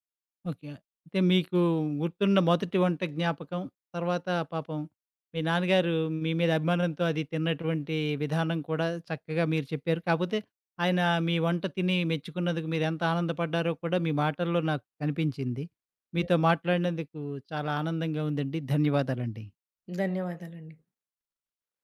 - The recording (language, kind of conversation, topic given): Telugu, podcast, మీకు గుర్తున్న మొదటి వంట జ్ఞాపకం ఏమిటి?
- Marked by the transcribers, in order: none